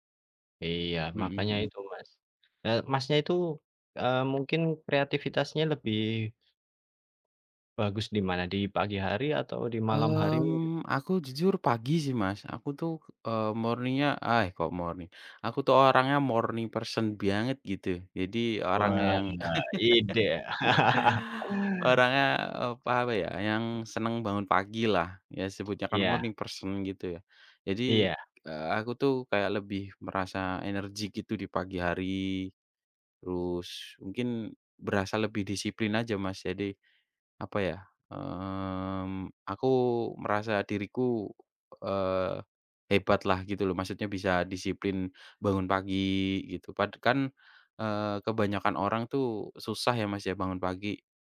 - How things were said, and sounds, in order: in English: "morning-nya"; in English: "morning"; in English: "morning person"; laugh; tapping; in English: "morning person"
- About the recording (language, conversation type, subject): Indonesian, unstructured, Antara bangun pagi dan begadang, mana yang lebih cocok untukmu?